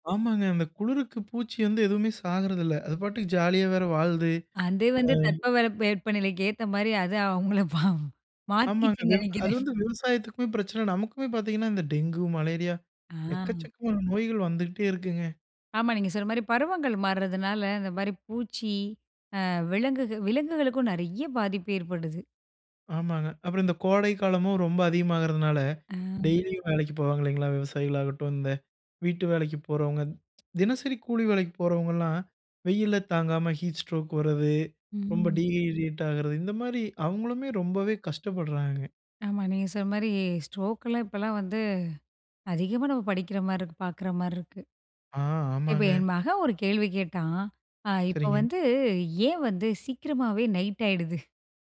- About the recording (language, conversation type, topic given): Tamil, podcast, காலநிலை மாற்றத்தால் பருவங்கள் எவ்வாறு மாறிக்கொண்டிருக்கின்றன?
- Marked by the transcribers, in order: in English: "ஜாலியா"; "தற்பவெற்ப நிலைக்கு" said as "தட்பவரப்பு வேட்பநிலைக்கு"; laughing while speaking: "அவங்கள பாவம். மாத்திகிச்சுன்னு நினைக்கிறேன்!"; in English: "டெய்லியும்"; other noise; other background noise; in English: "ஹீட் ஸ்ட்ரோக்"; in English: "டீஹைட்ரேட்"; in English: "ஸ்ட்ரோக்லாம்"; laughing while speaking: "சீக்கிரமாவே நைட் ஆயிடுது?"; in English: "நைட்"